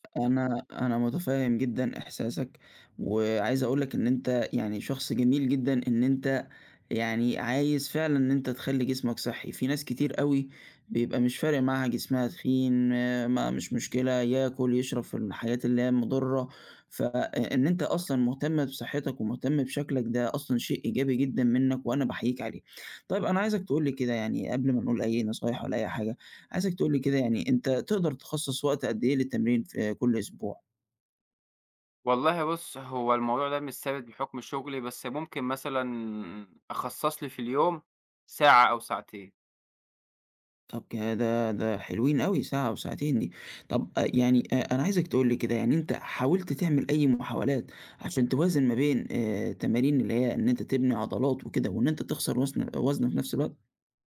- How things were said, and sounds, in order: tapping
- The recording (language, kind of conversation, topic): Arabic, advice, إزاي أوازن بين تمرين بناء العضلات وخسارة الوزن؟
- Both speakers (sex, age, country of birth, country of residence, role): male, 20-24, United Arab Emirates, Egypt, advisor; male, 25-29, Egypt, Egypt, user